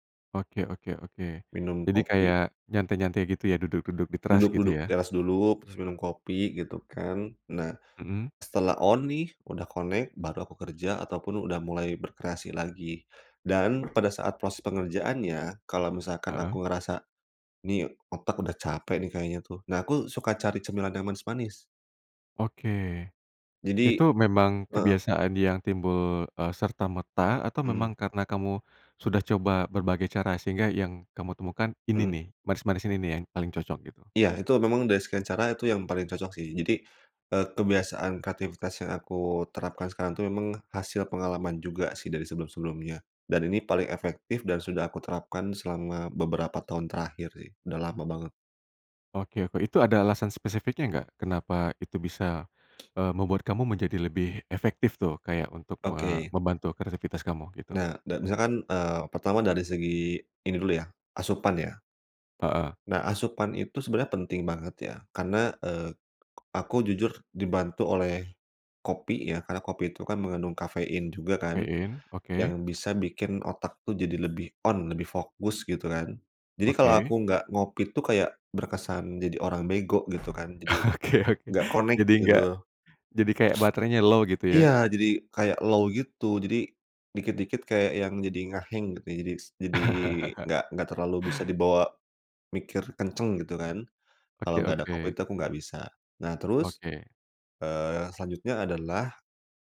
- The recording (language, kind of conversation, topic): Indonesian, podcast, Apa kebiasaan sehari-hari yang membantu kreativitas Anda?
- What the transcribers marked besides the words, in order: in English: "on"; in English: "connect"; tapping; unintelligible speech; in English: "on"; chuckle; laughing while speaking: "Oke oke"; door; in English: "connect"; sniff; in English: "low"; in English: "low"; in English: "nge-hang"; laugh